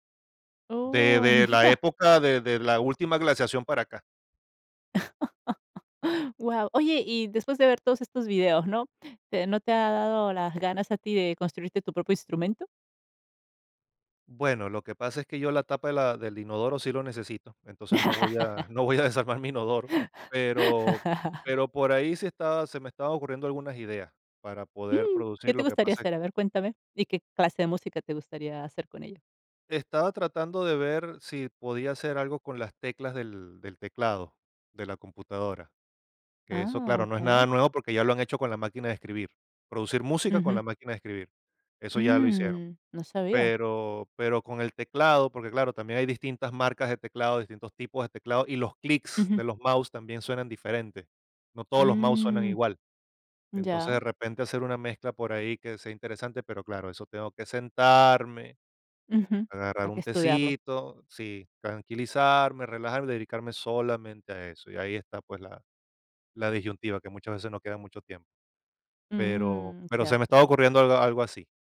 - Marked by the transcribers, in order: laughing while speaking: "mira"; laugh; laugh; laughing while speaking: "no voy a desarmar mi"; laugh
- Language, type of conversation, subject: Spanish, podcast, ¿Cómo influyen tu cultura y tus raíces en la música que haces?